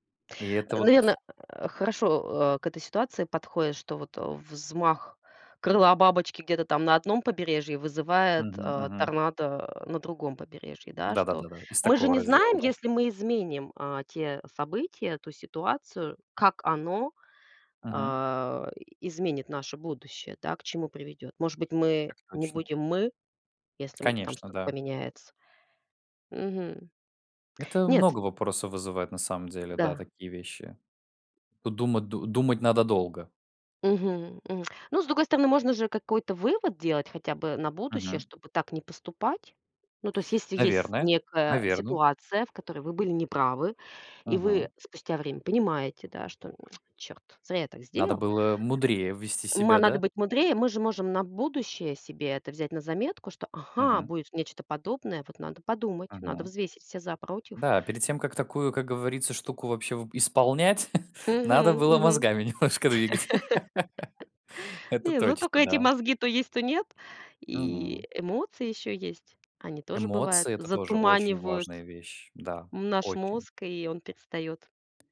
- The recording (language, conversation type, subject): Russian, unstructured, Какое событие из прошлого вы бы хотели пережить снова?
- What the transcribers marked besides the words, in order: grunt; tapping; lip smack; lip smack; stressed: "Ага"; chuckle; laugh; laughing while speaking: "немножко двигать"; laugh